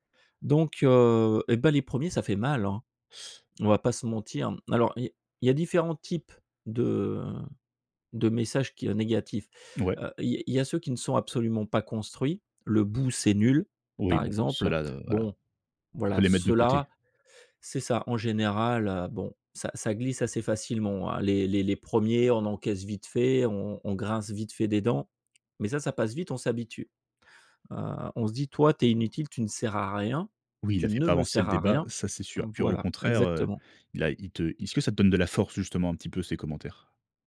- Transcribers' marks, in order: teeth sucking; drawn out: "de"; stressed: "ne"
- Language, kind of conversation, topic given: French, podcast, Comment gardes-tu la motivation sur un projet de longue durée ?